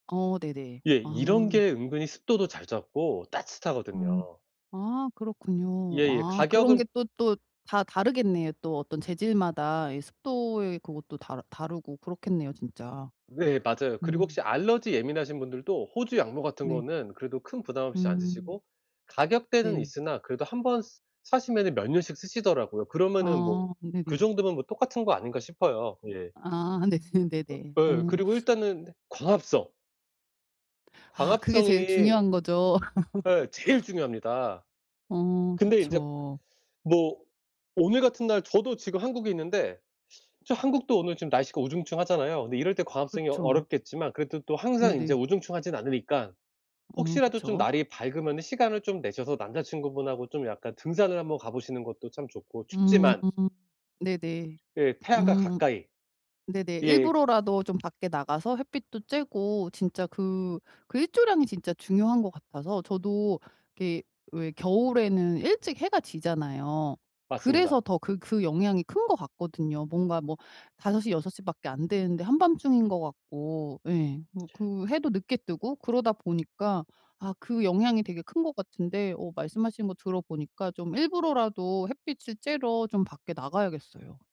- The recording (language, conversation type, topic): Korean, advice, 새로 이사한 지역의 계절 변화와 일교차에 어떻게 잘 적응할 수 있나요?
- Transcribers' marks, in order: other background noise; laughing while speaking: "네"; laugh